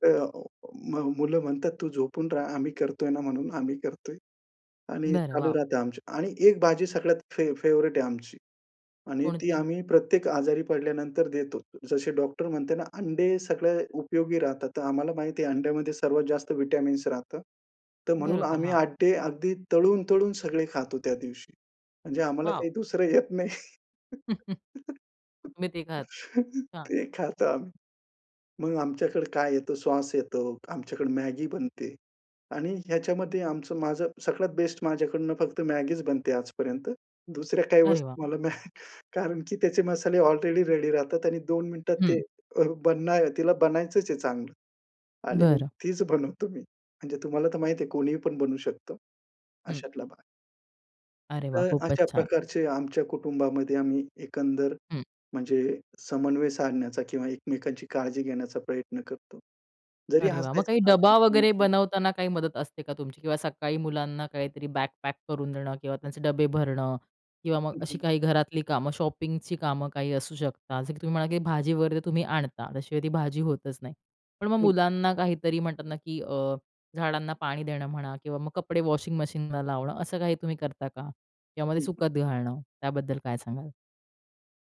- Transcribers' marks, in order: in English: "फे फेव्हरेट"; in English: "व्हिटॅमिन्स"; chuckle; chuckle; laughing while speaking: "नाही"; unintelligible speech; in English: "बॅग पॅक"; in English: "शॉपिंगची"
- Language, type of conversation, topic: Marathi, podcast, घरच्या कामांमध्ये जोडीदाराशी तुम्ही समन्वय कसा साधता?